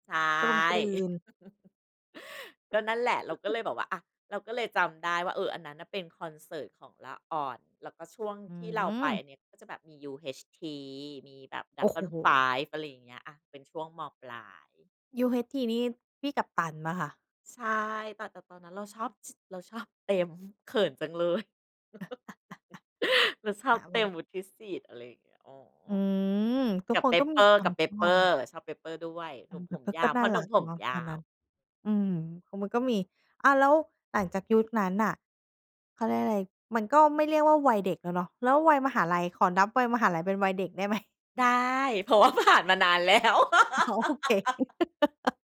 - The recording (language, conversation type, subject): Thai, podcast, มีเพลงไหนที่พอฟังแล้วพาคุณย้อนกลับไปวัยเด็กได้ไหม?
- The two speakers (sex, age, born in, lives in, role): female, 30-34, Thailand, Thailand, host; female, 40-44, Thailand, Thailand, guest
- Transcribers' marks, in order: chuckle; tapping; chuckle; giggle; chuckle; laughing while speaking: "อ๋อ โอเค"; laughing while speaking: "แล้ว"; laugh